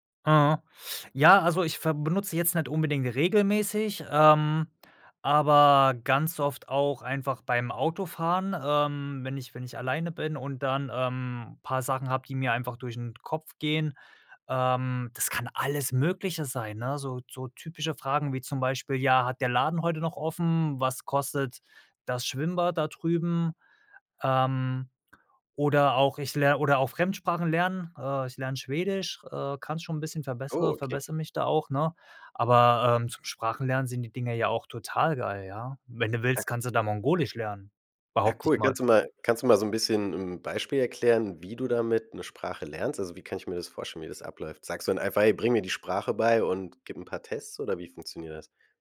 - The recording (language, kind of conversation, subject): German, podcast, Welche Apps machen dich im Alltag wirklich produktiv?
- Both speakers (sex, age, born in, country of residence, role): male, 35-39, Germany, Germany, host; male, 35-39, Germany, Sweden, guest
- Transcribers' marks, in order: other background noise